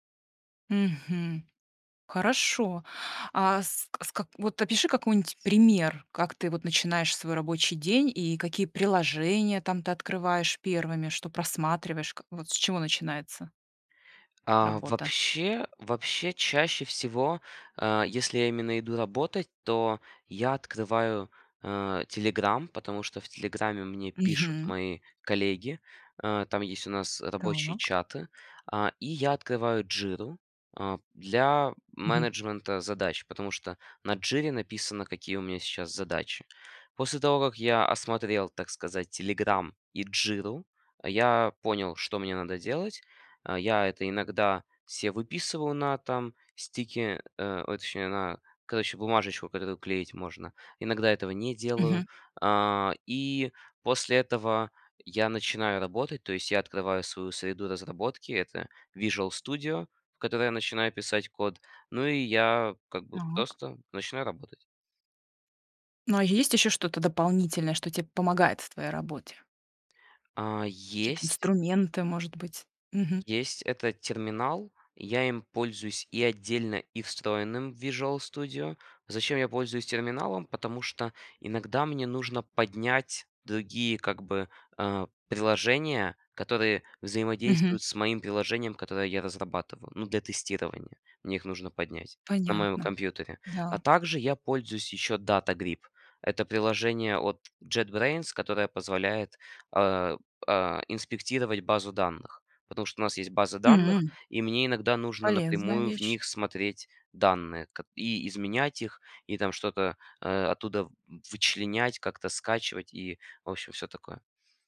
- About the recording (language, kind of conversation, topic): Russian, podcast, Как ты организуешь работу из дома с помощью технологий?
- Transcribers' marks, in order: other background noise; tapping